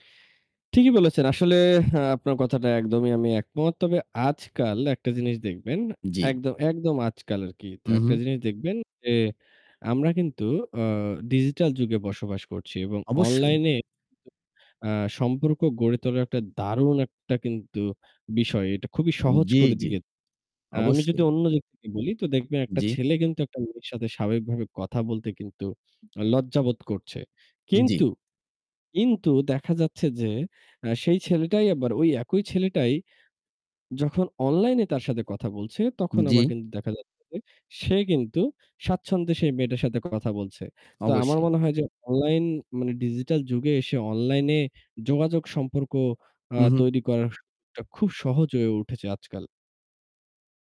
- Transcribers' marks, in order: static; tapping; distorted speech
- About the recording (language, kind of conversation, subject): Bengali, unstructured, লোকেদের সঙ্গে সম্পর্ক গড়ার সবচেয়ে সহজ উপায় কী?